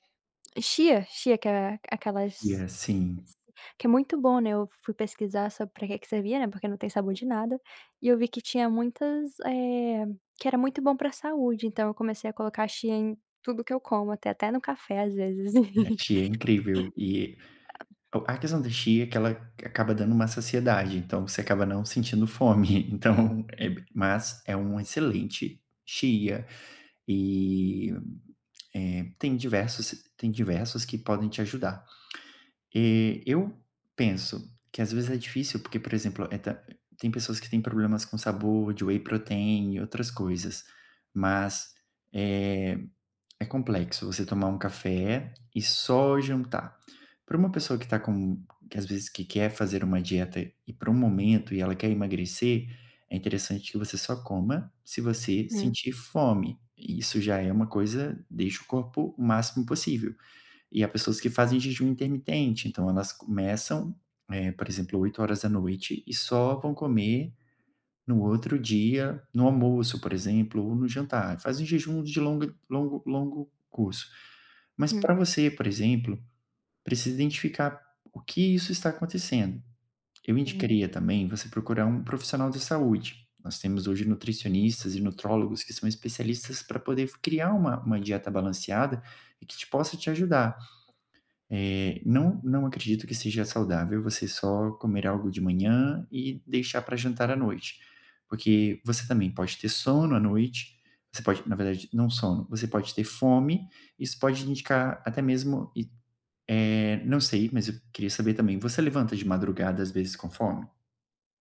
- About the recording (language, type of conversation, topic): Portuguese, advice, Como posso saber se a fome que sinto é emocional ou física?
- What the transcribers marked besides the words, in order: tapping; other background noise; chuckle; other noise; laughing while speaking: "fome, então"; in English: "whey protein"